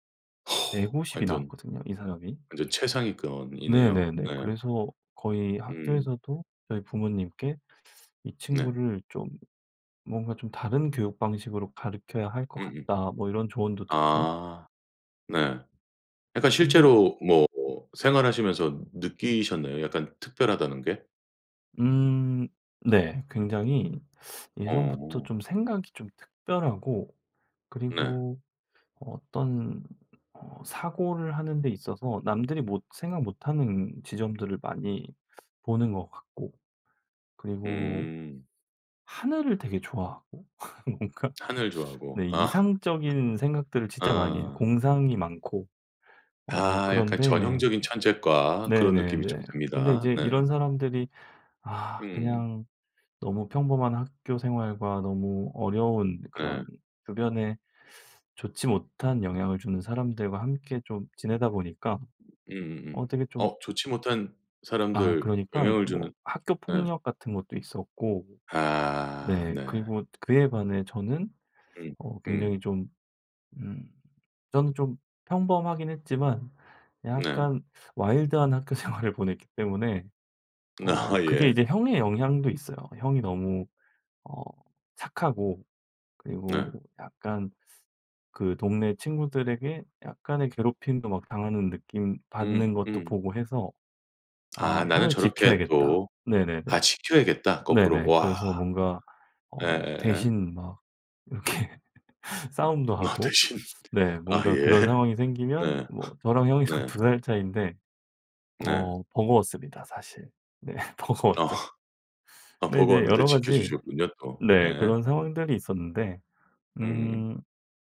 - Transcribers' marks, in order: other noise; tapping; other background noise; laugh; laughing while speaking: "뭔가?"; laugh; teeth sucking; laughing while speaking: "학교생활을"; laughing while speaking: "아"; laughing while speaking: "이렇게"; laugh; laughing while speaking: "아 대신"; laughing while speaking: "예"; laughing while speaking: "형이랑"; laugh; laughing while speaking: "네. 버거웠죠"; laughing while speaking: "어"
- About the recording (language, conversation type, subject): Korean, podcast, 가족에게 진실을 말하기는 왜 어려울까요?
- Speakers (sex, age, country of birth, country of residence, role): male, 45-49, South Korea, United States, host; male, 60-64, South Korea, South Korea, guest